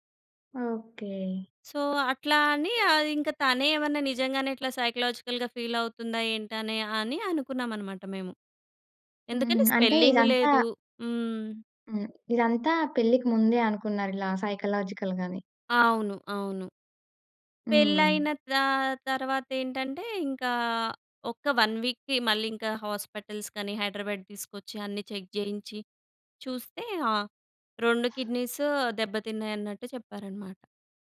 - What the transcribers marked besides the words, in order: in English: "సో"; in English: "సైకలాజికల్‌గా"; in English: "వన్ వీక్‌కి"; in English: "హాస్పిటల్స్‌కని"; in English: "చెక్"; in English: "కిడ్నీస్"
- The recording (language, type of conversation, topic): Telugu, podcast, మీ జీవితంలో ఎదురైన ఒక ముఖ్యమైన విఫలత గురించి చెబుతారా?